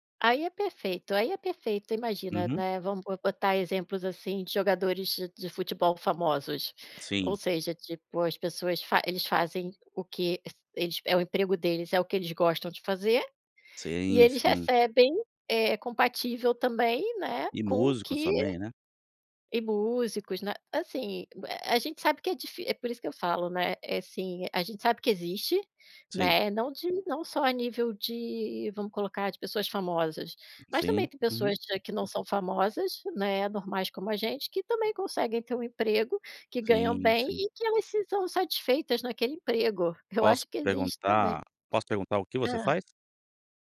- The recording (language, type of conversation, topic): Portuguese, podcast, Como avaliar uma oferta de emprego além do salário?
- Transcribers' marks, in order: tapping